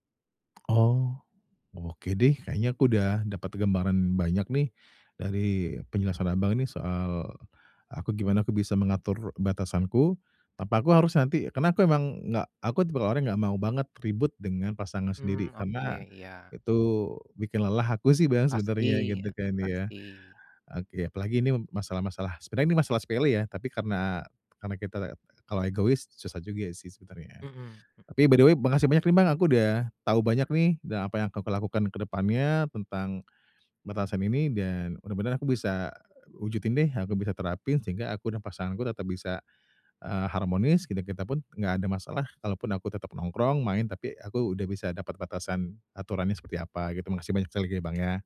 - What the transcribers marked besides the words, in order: other background noise; in English: "by the way"; tapping
- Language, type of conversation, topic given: Indonesian, advice, Bagaimana cara menetapkan batasan dengan teman tanpa merusak hubungan yang sudah dekat?